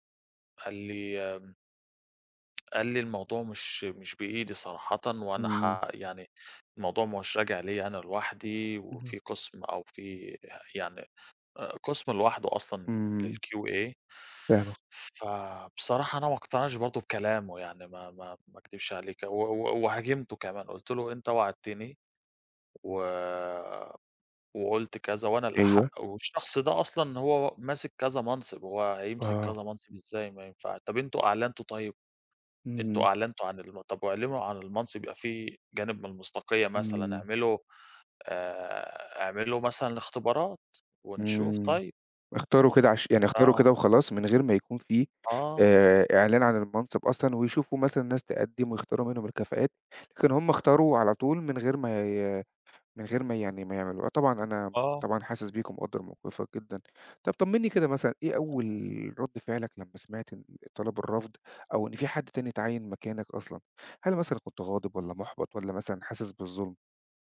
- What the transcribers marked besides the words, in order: other background noise; in English: "للQA"
- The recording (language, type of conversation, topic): Arabic, advice, إزاي طلبت ترقية واترفضت؟